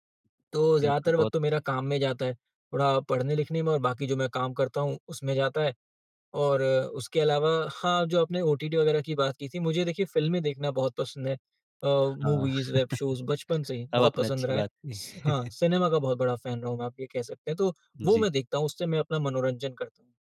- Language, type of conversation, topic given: Hindi, podcast, आप दिनभर में अपने फ़ोन पर कितना समय बिताते हैं?
- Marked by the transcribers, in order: in English: "मूवीज़, वेब शोज़"; chuckle; in English: "फ़ैन"; chuckle